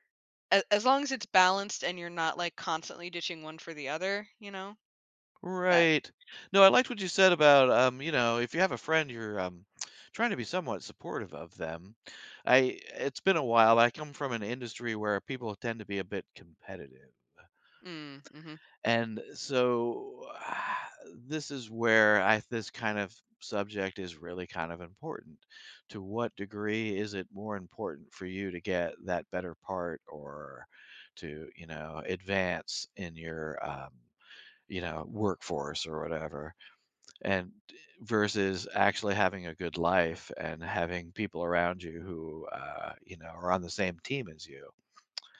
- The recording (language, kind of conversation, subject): English, unstructured, How can friendships be maintained while prioritizing personal goals?
- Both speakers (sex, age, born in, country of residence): female, 30-34, United States, United States; male, 60-64, United States, United States
- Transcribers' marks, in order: tapping; exhale